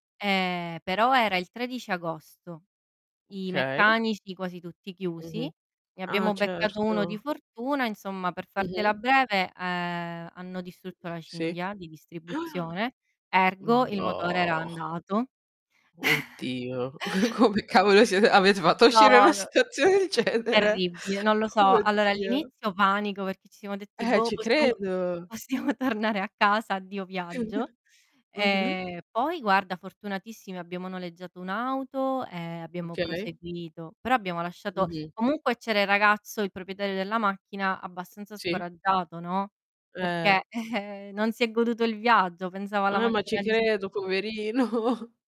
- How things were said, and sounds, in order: other background noise; distorted speech; gasp; drawn out: "No"; chuckle; laughing while speaking: "Come cavolo siet avete fatto a uscire da una situazione del genere"; laughing while speaking: "possiamo tornare"; chuckle; tapping; chuckle; chuckle
- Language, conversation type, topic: Italian, unstructured, Come affronti le difficoltà durante un viaggio?